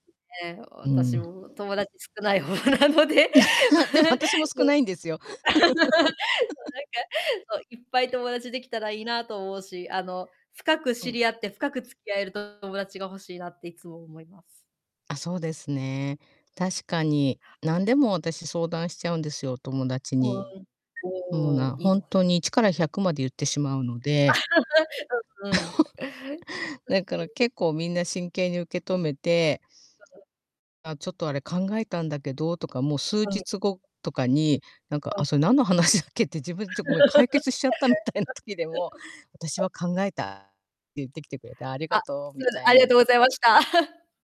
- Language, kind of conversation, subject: Japanese, unstructured, 友達と初めて会ったときの思い出はありますか？
- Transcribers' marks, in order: laughing while speaking: "少ない方なので"; laugh; laugh; distorted speech; alarm; laugh; chuckle; unintelligible speech; laugh; laughing while speaking: "みたいな時でも"; chuckle